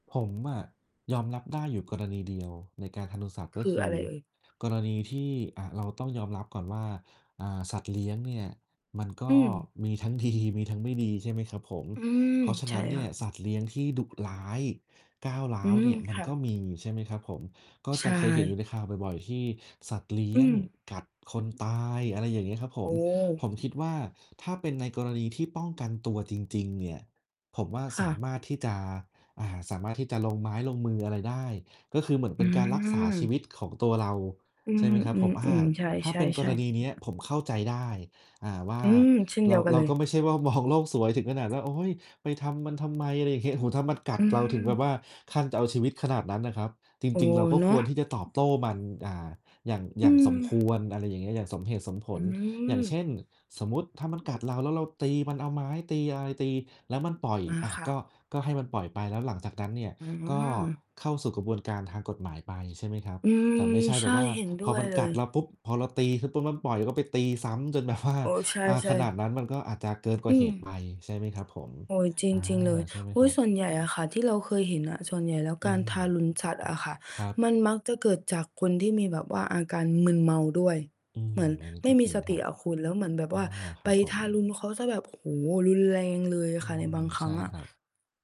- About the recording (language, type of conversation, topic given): Thai, unstructured, ควรมีบทลงโทษอย่างไรกับผู้ที่ทารุณกรรมสัตว์?
- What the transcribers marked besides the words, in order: distorted speech; mechanical hum; laughing while speaking: "ดี"; tapping; other background noise; laughing while speaking: "มอง"; laughing while speaking: "อย่างเงี้ย"; laughing while speaking: "แบบว่า"